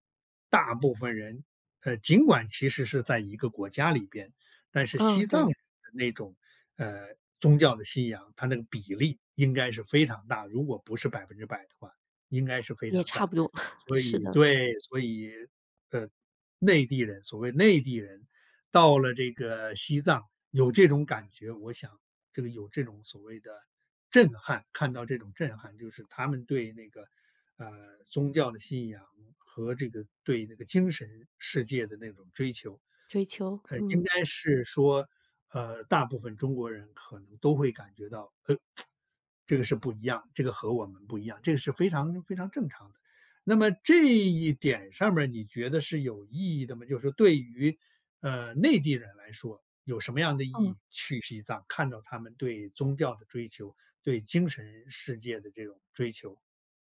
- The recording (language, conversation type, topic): Chinese, podcast, 你觉得有哪些很有意义的地方是每个人都应该去一次的？
- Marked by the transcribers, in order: chuckle; other background noise; tsk